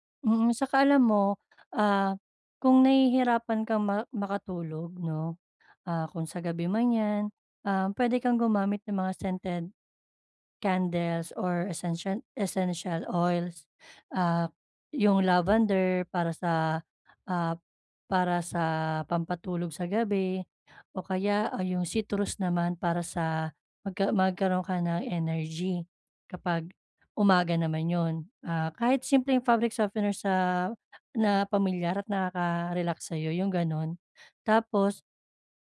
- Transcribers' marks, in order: other background noise; in English: "scented candles or essentia essential oils"; in English: "fabric softener"; other noise
- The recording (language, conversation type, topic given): Filipino, advice, Paano ako makakapagpahinga sa bahay kung palagi akong abala?